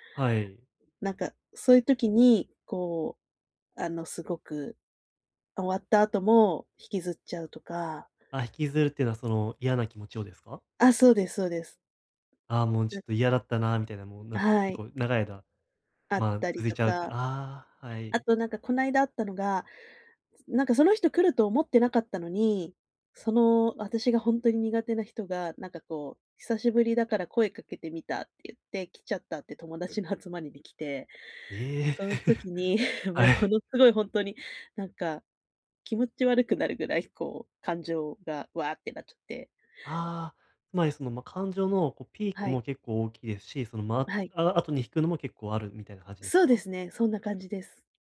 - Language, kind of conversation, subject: Japanese, advice, 感情が激しく揺れるとき、どうすれば受け入れて落ち着き、うまくコントロールできますか？
- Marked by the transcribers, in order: unintelligible speech; other noise; other background noise; chuckle